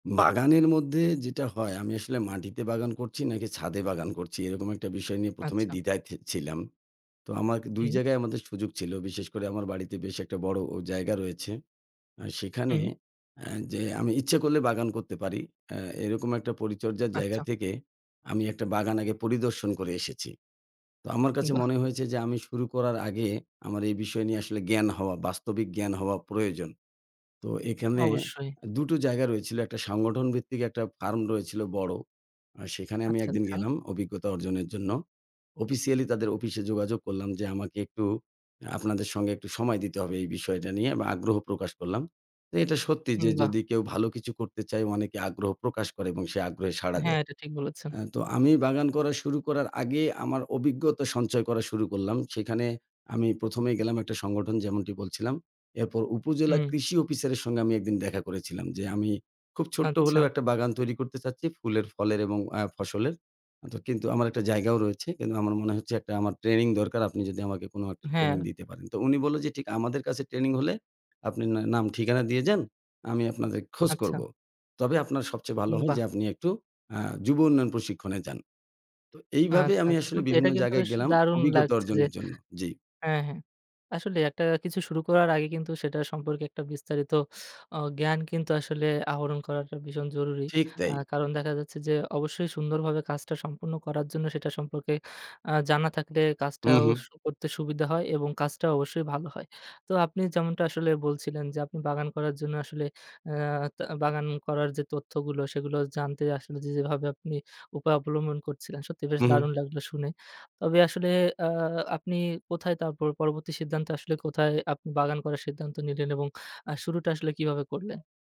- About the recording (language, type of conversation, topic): Bengali, podcast, যদি আপনি বাগান করা নতুন করে শুরু করেন, তাহলে কোথা থেকে শুরু করবেন?
- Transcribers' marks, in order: none